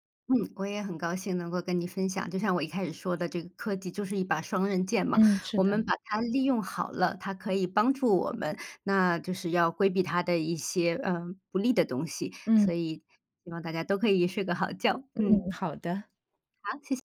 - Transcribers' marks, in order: other background noise
- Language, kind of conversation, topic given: Chinese, podcast, 你平时会怎么平衡使用电子设备和睡眠？